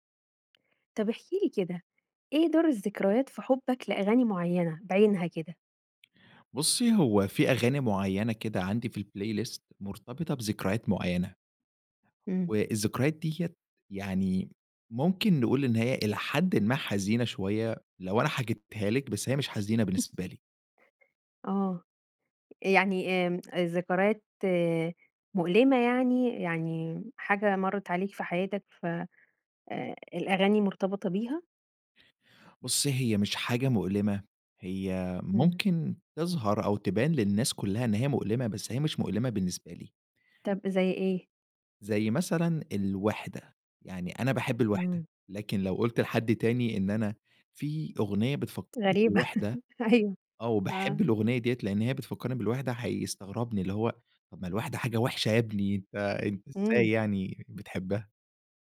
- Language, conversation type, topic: Arabic, podcast, إيه دور الذكريات في حبّك لأغاني معيّنة؟
- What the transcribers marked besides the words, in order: tapping; in English: "الplaylist"; laugh; laughing while speaking: "غريبة أيوه آه"; laugh; other background noise